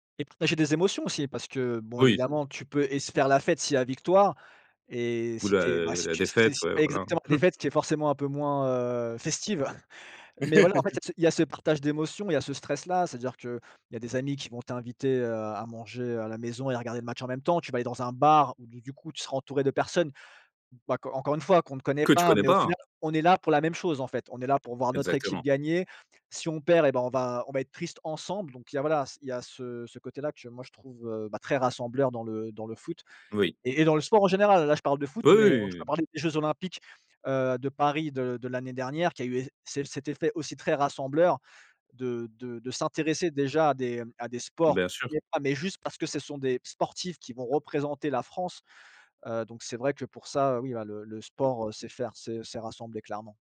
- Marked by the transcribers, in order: chuckle; laugh; tapping; unintelligible speech
- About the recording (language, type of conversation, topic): French, unstructured, Comment le sport peut-il renforcer les liens sociaux ?